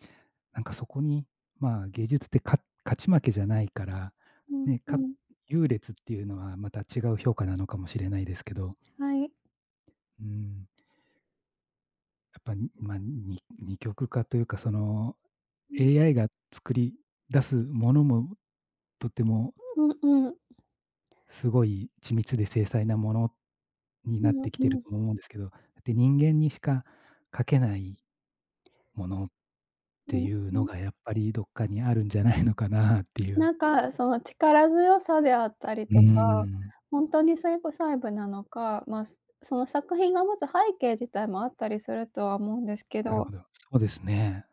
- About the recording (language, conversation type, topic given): Japanese, unstructured, 最近、科学について知って驚いたことはありますか？
- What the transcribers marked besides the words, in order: other background noise; laughing while speaking: "あるんじゃないのかな"